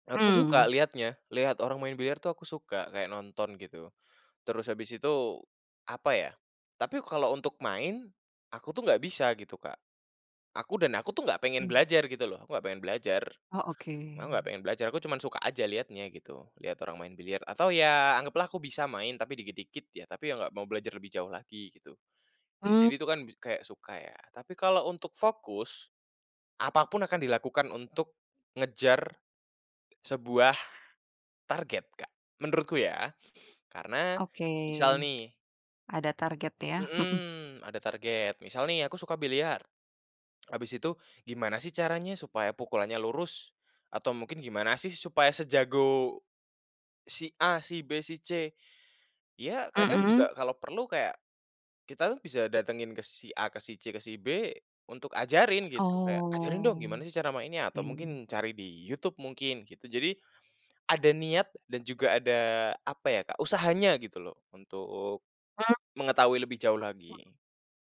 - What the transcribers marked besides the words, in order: tapping; drawn out: "Oke"; unintelligible speech
- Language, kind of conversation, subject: Indonesian, podcast, Apa tipsmu untuk pemula yang ingin belajar tetap fokus menekuni hobinya?